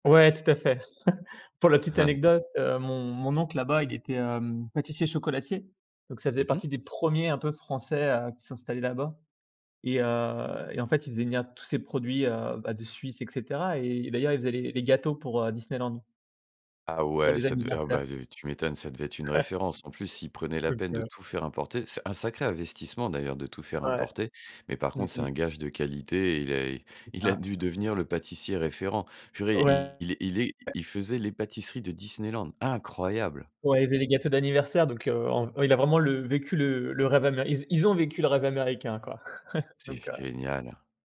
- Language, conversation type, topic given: French, podcast, Peux-tu raconter une rencontre brève mais inoubliable ?
- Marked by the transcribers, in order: chuckle; other background noise; chuckle; tapping; chuckle